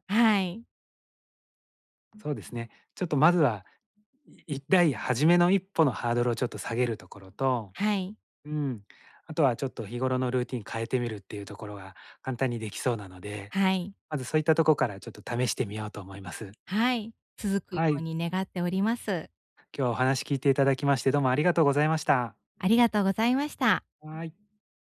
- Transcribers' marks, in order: none
- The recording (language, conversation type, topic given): Japanese, advice, モチベーションを取り戻して、また続けるにはどうすればいいですか？